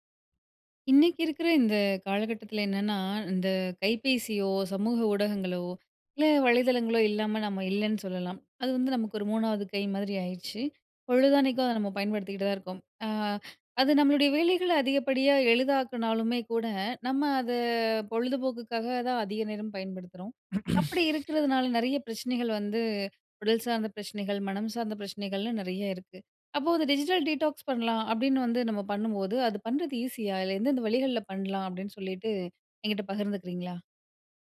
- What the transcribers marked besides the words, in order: inhale; grunt; other background noise; in English: "டிஜிட்டல் டீடாக்ஸ்"
- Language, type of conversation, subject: Tamil, podcast, டிஜிட்டல் டிட்டாக்ஸை எளிதாகக் கடைபிடிக்க முடியுமா, அதை எப்படி செய்யலாம்?